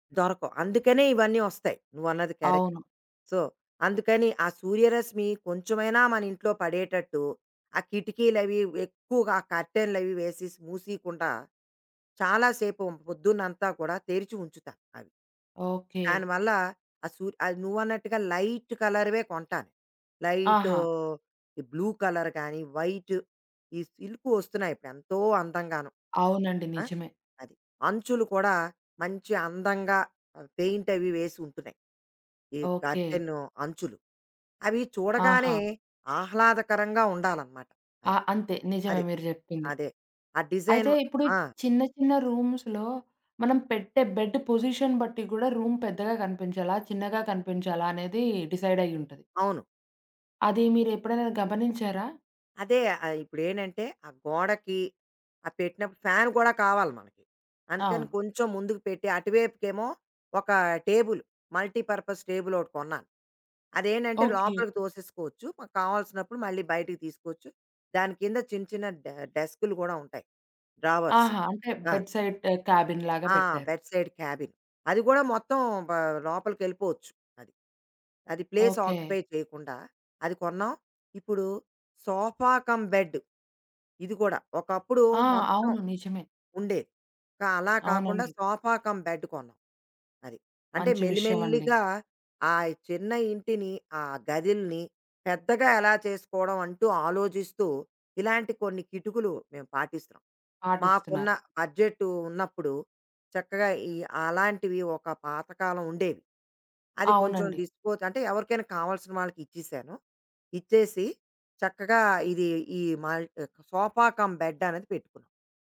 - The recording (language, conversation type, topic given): Telugu, podcast, ఒక చిన్న గదిని పెద్దదిగా కనిపించేలా చేయడానికి మీరు ఏ చిట్కాలు పాటిస్తారు?
- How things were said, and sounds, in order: tapping; in English: "కరెక్ట్. సో"; in English: "లైట్ కలర్‌వే"; in English: "లైట్ బ్లూ కలర్"; in English: "వైట్"; in English: "సిల్క్‌వొస్తున్నాయి"; in English: "పెయింట్"; in English: "కర్టెన్"; in English: "డిజైన్"; in English: "రూమ్స్‌లో"; in English: "బెడ్ పొజిషన్"; in English: "రూమ్"; in English: "డిసైడ్"; in English: "ఫ్యాన్"; in English: "మల్టీ పర్పస్"; in English: "డ్రావర్స్"; in English: "బెడ్ సైట్ క్యాబిన్"; in English: "బెడ్ సైడ్ క్యాబిన్"; in English: "ప్లేస్ ఆక్యుపై"; in English: "సోఫా కమ్ బెడ్"; other background noise; in English: "సోఫా కమ్ బెడ్"; in English: "డిస్‌పోజ్"; in English: "సోఫా కమ్"